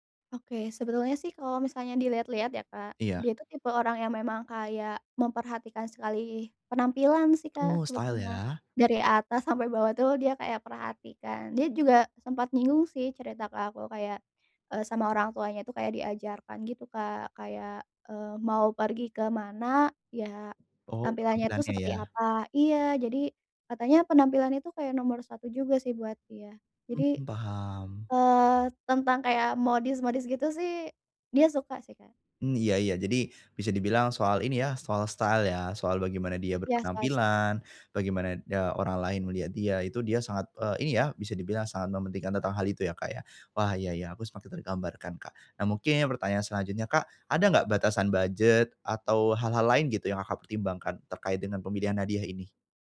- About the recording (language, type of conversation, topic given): Indonesian, advice, Bagaimana caranya memilih hadiah yang tepat untuk orang lain?
- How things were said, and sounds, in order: tapping; in English: "style"; in English: "style"; in English: "style"